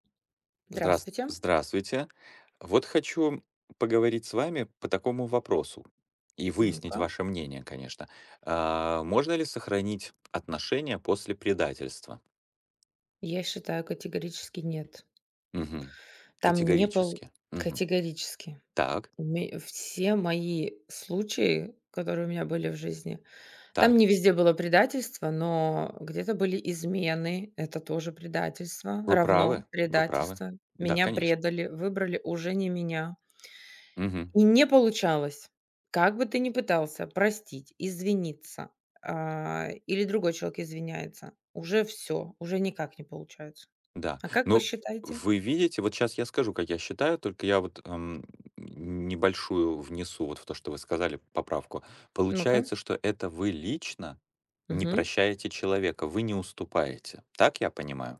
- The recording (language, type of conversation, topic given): Russian, unstructured, Можно ли сохранить отношения после предательства?
- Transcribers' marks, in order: tapping; other background noise